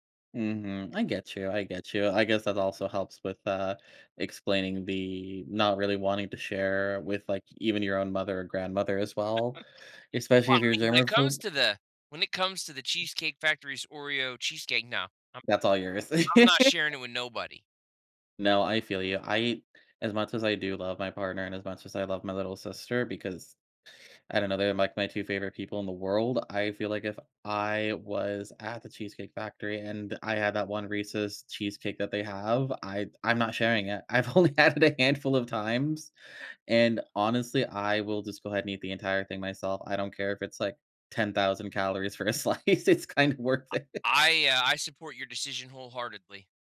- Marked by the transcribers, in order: chuckle; other background noise; laugh; laughing while speaking: "had it"; tapping; laughing while speaking: "a slice. It's kinda worth it"
- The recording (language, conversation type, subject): English, unstructured, How should I split a single dessert or shared dishes with friends?